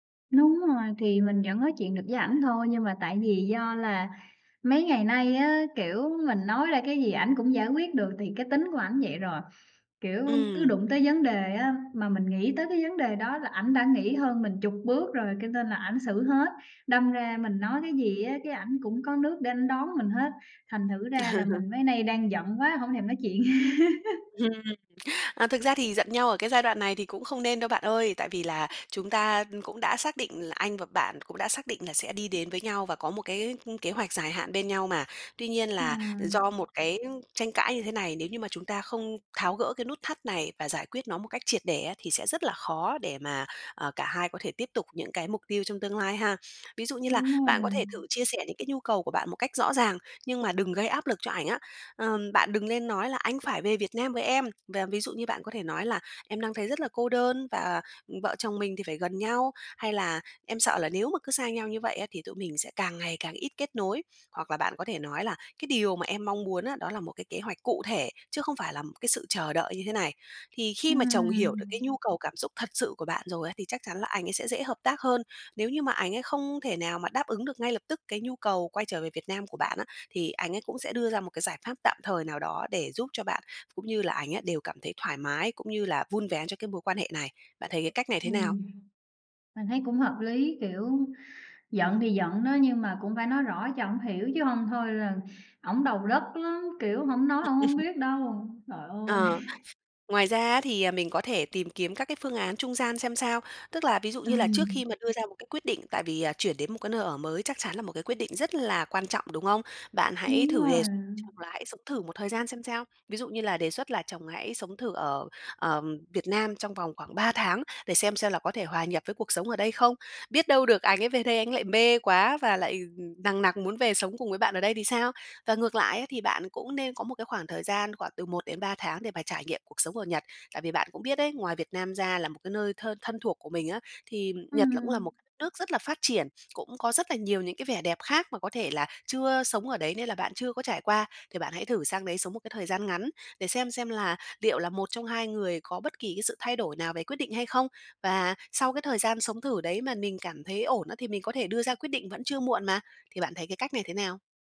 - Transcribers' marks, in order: laugh; laugh; other background noise; tapping; laugh; chuckle
- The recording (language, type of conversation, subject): Vietnamese, advice, Bạn nên làm gì khi vợ/chồng không muốn cùng chuyển chỗ ở và bạn cảm thấy căng thẳng vì phải lựa chọn?